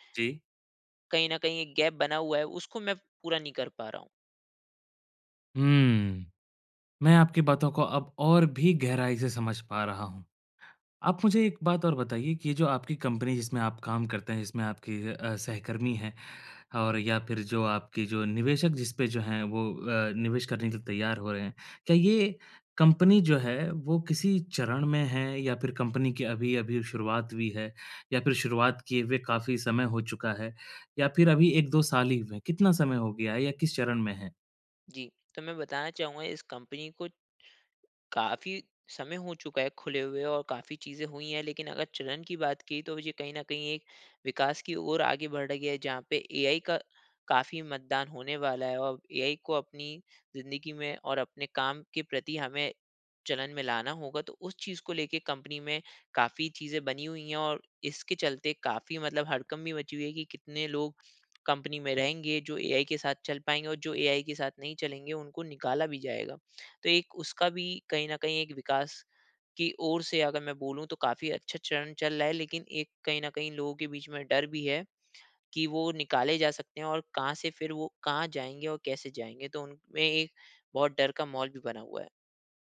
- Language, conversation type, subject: Hindi, advice, सहकर्मियों और निवेशकों का भरोसा और समर्थन कैसे हासिल करूँ?
- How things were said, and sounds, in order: in English: "गैप"; in English: "कंपनी"; in English: "कंपनी"; in English: "कंपनी"; in English: "कंपनी"; in English: "कंपनी"; in English: "कंपनी"